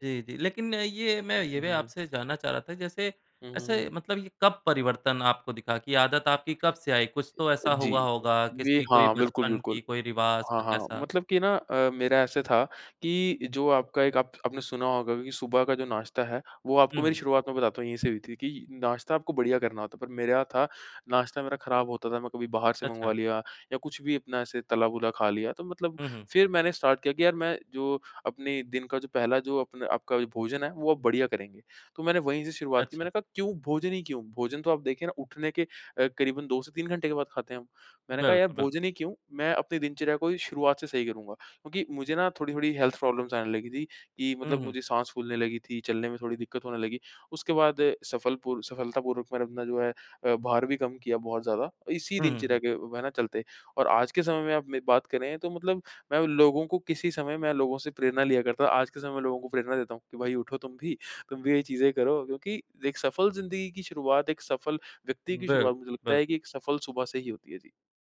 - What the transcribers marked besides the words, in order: tapping; in English: "स्टार्ट"; in English: "हेल्थ प्रॉब्लम्स"
- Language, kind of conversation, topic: Hindi, podcast, सुबह उठते ही आपकी पहली आदत क्या होती है?